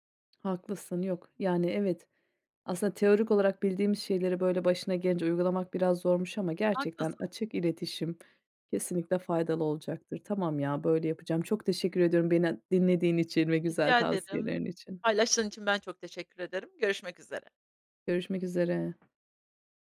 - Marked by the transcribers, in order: tapping; other background noise
- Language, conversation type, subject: Turkish, advice, Kutlamalarda kendimi yalnız ve dışlanmış hissediyorsam arkadaş ortamında ne yapmalıyım?